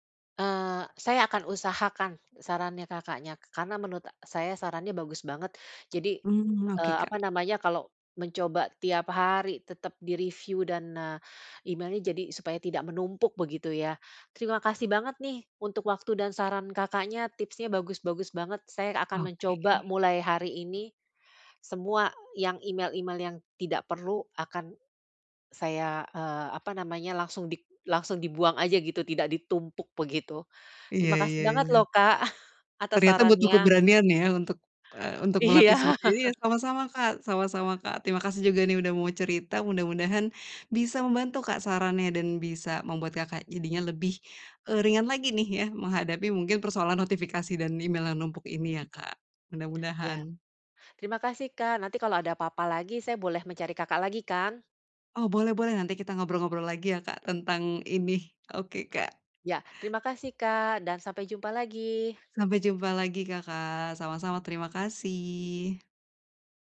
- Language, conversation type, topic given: Indonesian, advice, Bagaimana cara mengurangi tumpukan email dan notifikasi yang berlebihan?
- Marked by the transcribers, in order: other background noise; tapping; chuckle; laughing while speaking: "Iya"; laugh